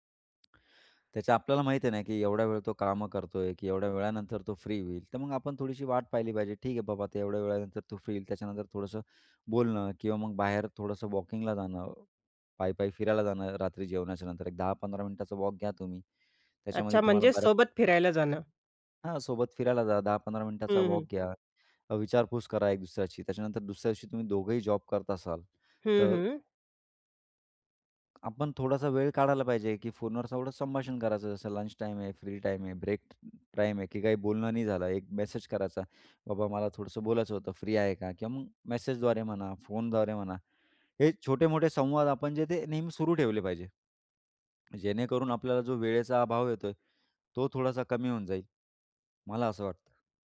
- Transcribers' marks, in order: tapping; other noise
- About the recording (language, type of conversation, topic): Marathi, podcast, कुटुंब आणि जोडीदार यांच्यात संतुलन कसे साधावे?